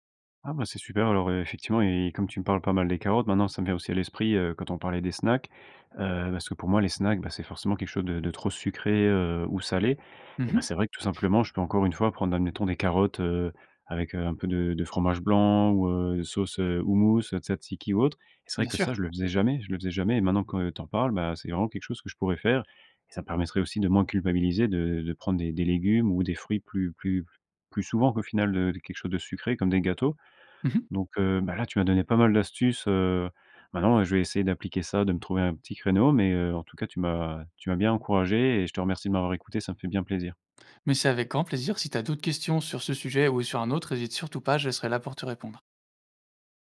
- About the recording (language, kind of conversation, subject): French, advice, Comment puis-je manger sainement malgré un emploi du temps surchargé et des repas pris sur le pouce ?
- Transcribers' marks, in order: other background noise; tapping